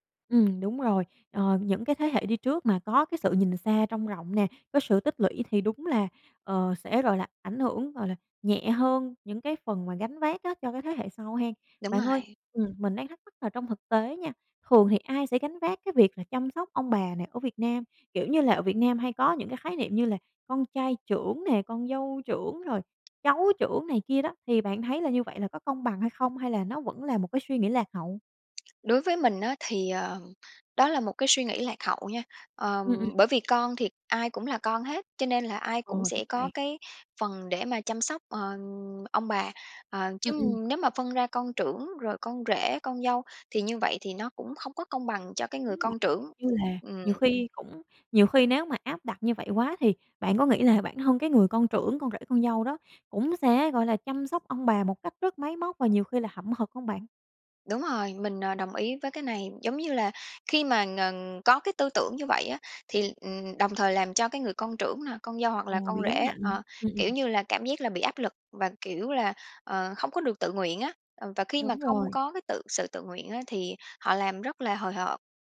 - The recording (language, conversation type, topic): Vietnamese, podcast, Bạn thấy trách nhiệm chăm sóc ông bà nên thuộc về thế hệ nào?
- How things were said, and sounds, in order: tapping; unintelligible speech